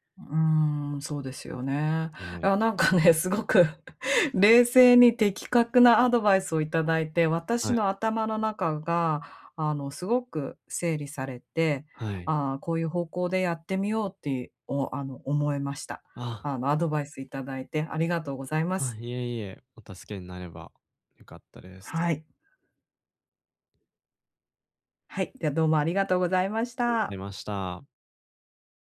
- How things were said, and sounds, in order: laughing while speaking: "なんかね、すごく"
- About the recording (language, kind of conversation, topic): Japanese, advice, 反論すべきか、それとも手放すべきかをどう判断すればよいですか？